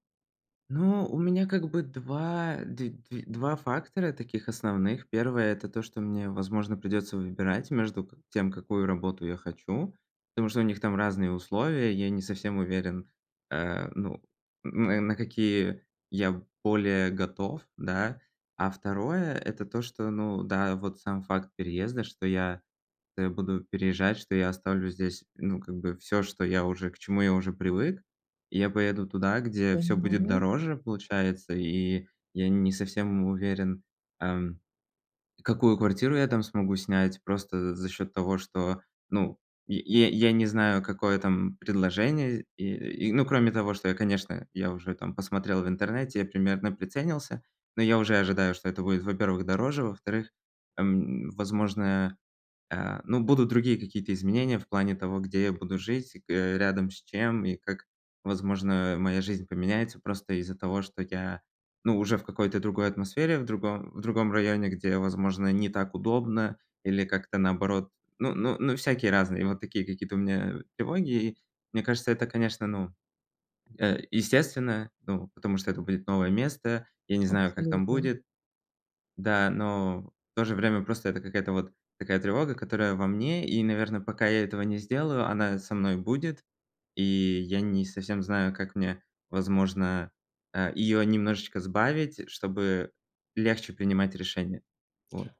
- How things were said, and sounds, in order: drawn out: "Ну"; stressed: "чем"
- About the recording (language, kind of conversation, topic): Russian, advice, Как мне справиться со страхом и неопределённостью во время перемен?